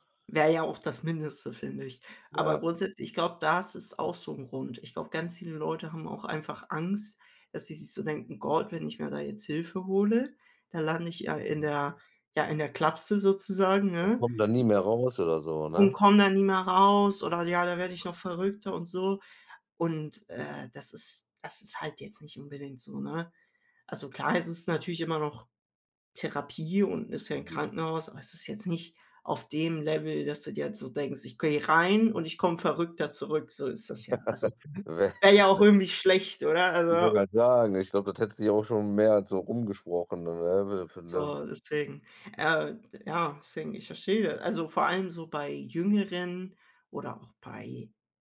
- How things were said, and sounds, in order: other background noise; laugh; unintelligible speech
- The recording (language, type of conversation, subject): German, unstructured, Warum fällt es vielen Menschen schwer, bei Depressionen Hilfe zu suchen?